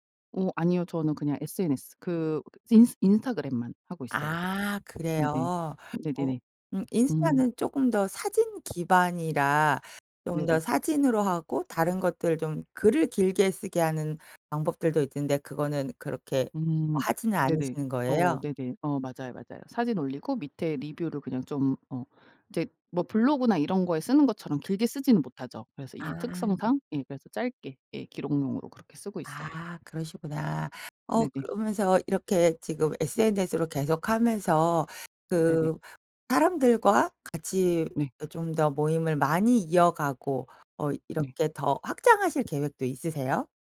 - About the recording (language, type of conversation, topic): Korean, podcast, 취미를 SNS에 공유하는 이유가 뭐야?
- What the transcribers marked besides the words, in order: other background noise; tapping